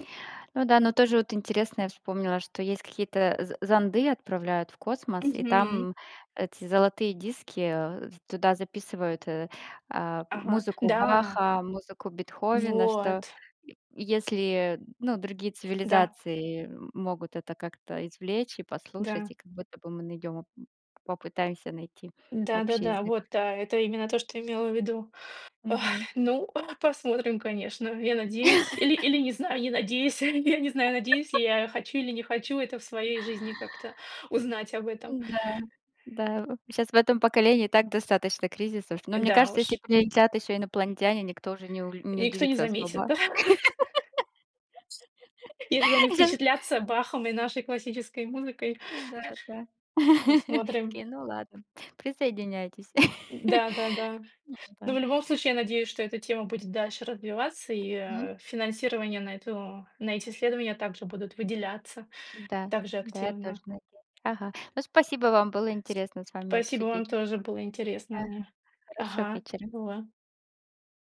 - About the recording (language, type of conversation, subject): Russian, unstructured, Почему людей интересуют космос и исследования планет?
- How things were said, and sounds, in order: tapping; gasp; chuckle; laugh; chuckle; other background noise; laugh; laugh; chuckle